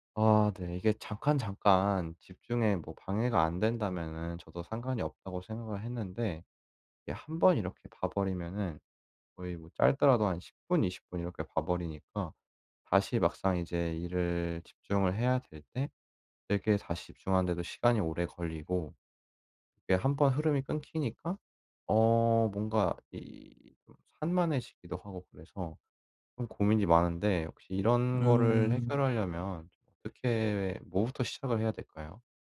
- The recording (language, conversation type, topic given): Korean, advice, 산만함을 줄이고 집중할 수 있는 환경을 어떻게 만들 수 있을까요?
- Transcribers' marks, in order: other background noise